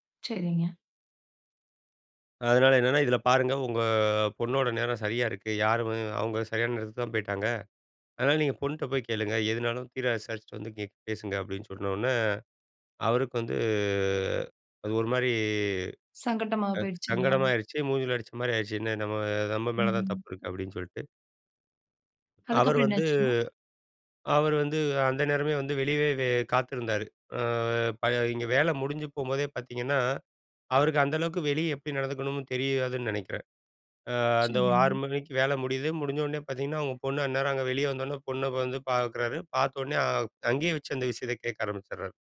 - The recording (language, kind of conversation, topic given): Tamil, podcast, அலுவலகத்தில் சண்டைகள் ஏற்பட்டால் அவற்றை நீங்கள் எப்படி தீர்ப்பீர்கள்?
- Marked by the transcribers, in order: other background noise; drawn out: "வந்து"